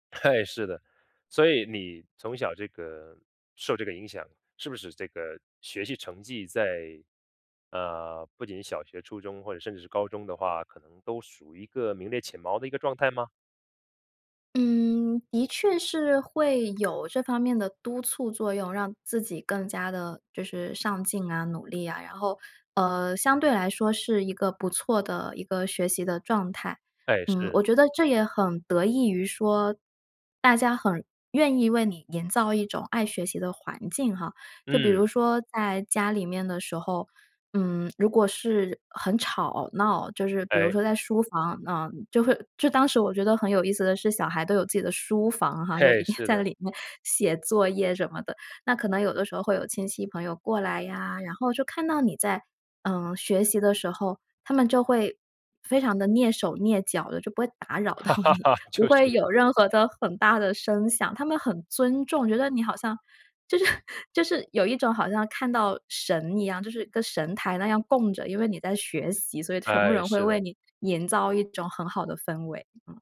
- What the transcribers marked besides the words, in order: laughing while speaking: "哎"; laughing while speaking: "就一定在"; laughing while speaking: "打扰到你"; laugh; laughing while speaking: "就是"; laughing while speaking: "就是"
- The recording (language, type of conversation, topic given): Chinese, podcast, 说说你家里对孩子成才的期待是怎样的？